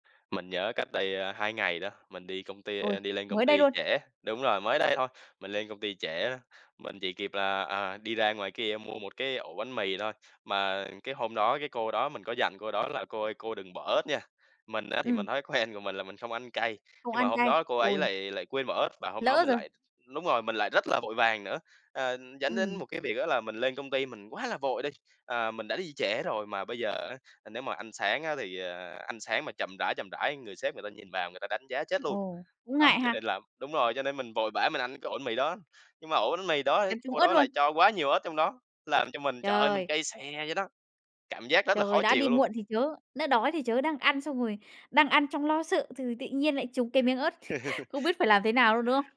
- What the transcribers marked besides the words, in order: other background noise; tapping; chuckle; laugh
- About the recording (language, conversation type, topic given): Vietnamese, podcast, Thói quen buổi sáng của bạn ảnh hưởng đến ngày thế nào?